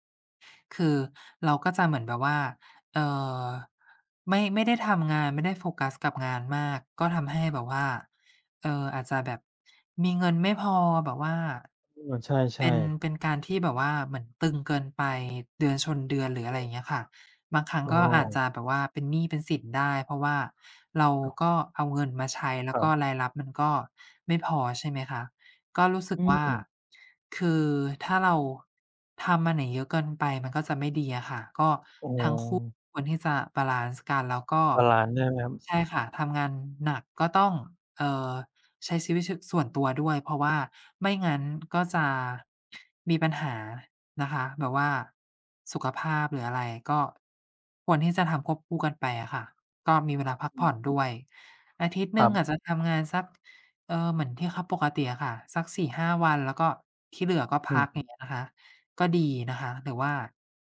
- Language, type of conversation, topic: Thai, unstructured, คุณคิดว่าสมดุลระหว่างงานกับชีวิตส่วนตัวสำคัญแค่ไหน?
- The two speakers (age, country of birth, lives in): 40-44, Thailand, Thailand; 60-64, Thailand, Thailand
- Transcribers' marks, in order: other background noise